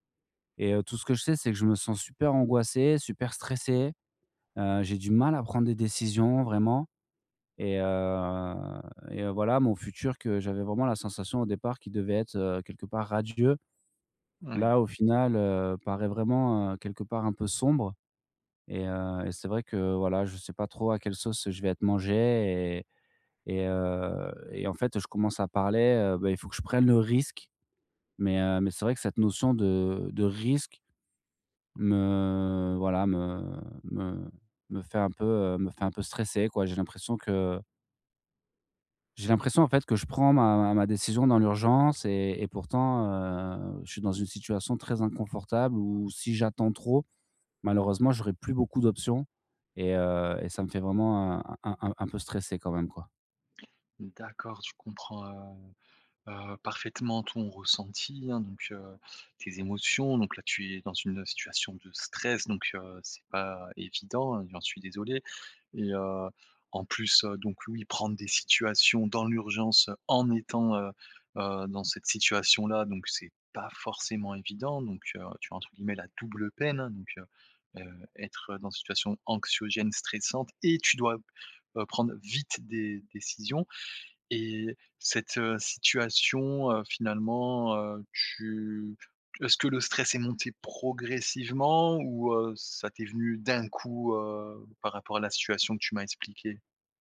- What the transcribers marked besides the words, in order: tapping; stressed: "risque"; stressed: "progressivement"; stressed: "d'un"
- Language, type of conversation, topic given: French, advice, Comment puis-je mieux reconnaître et nommer mes émotions au quotidien ?